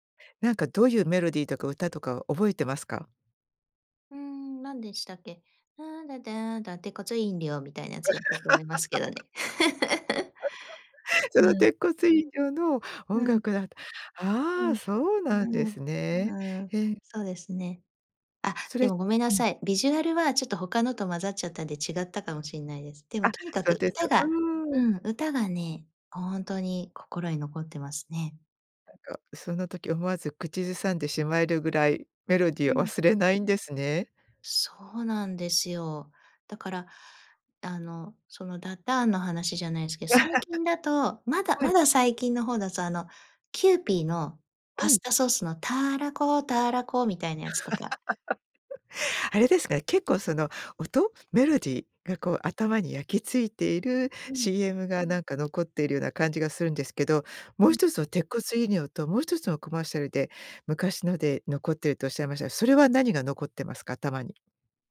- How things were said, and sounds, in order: singing: "ラーラダーンダ"; laugh; laugh; laugh; singing: "ターラコターラコ"; laugh
- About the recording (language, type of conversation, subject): Japanese, podcast, 昔のCMで記憶に残っているものは何ですか?